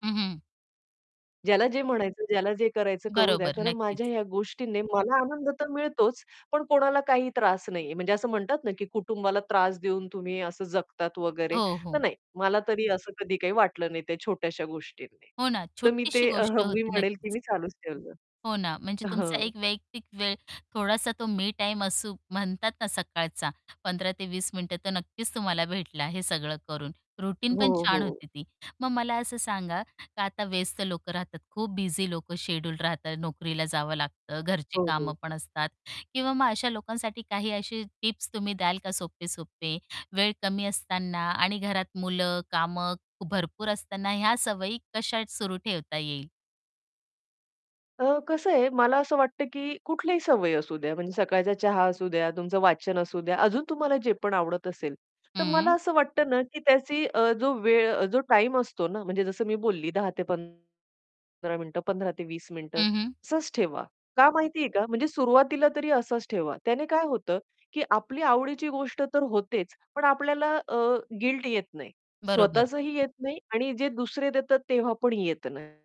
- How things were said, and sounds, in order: laughing while speaking: "अह"; laughing while speaking: "अ, हं"; static; in English: "राउतीने"; "रूटीन" said as "राउतीने"; distorted speech; other background noise; in English: "गिल्ट"
- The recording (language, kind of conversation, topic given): Marathi, podcast, सकाळचा चहा आणि वाचन तुम्हाला का महत्त्वाचं वाटतं?